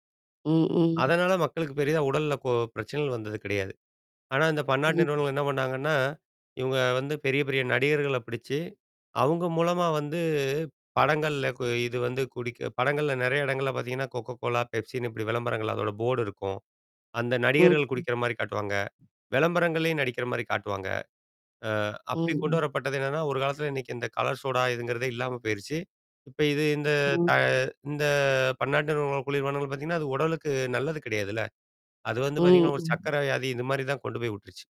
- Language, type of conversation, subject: Tamil, podcast, ஒரு சமூக ஊடகப் பாதிப்பாளரின் உண்மைத்தன்மையை எப்படித் தெரிந்துகொள்ளலாம்?
- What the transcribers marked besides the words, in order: other background noise; distorted speech; drawn out: "வந்து"; in English: "போர்டு"; other noise; tapping; mechanical hum